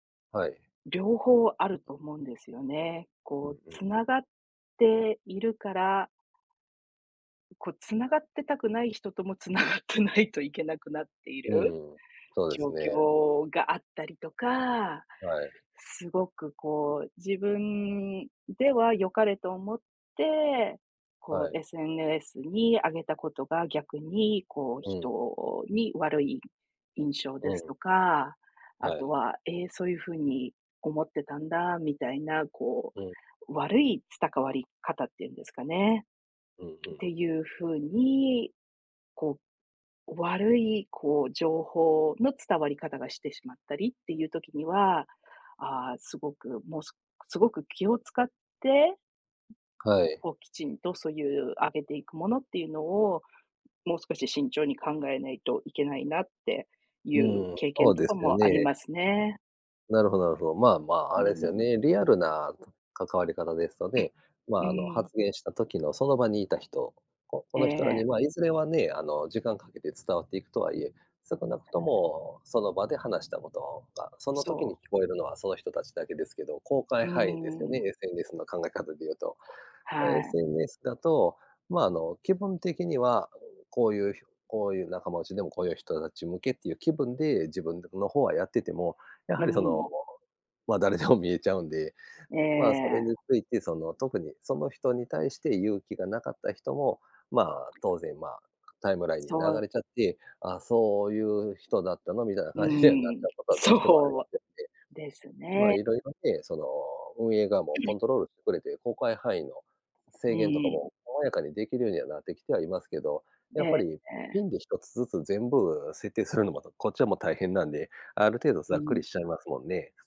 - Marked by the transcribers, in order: laughing while speaking: "繋がってないと"; tapping; "伝わり方" said as "つたかわりかた"; throat clearing; other background noise; laughing while speaking: "ま、誰でも見えちゃうんで"; laughing while speaking: "感じには"; laughing while speaking: "そうですね"
- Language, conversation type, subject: Japanese, unstructured, SNSは人間関係にどのような影響を与えていると思いますか？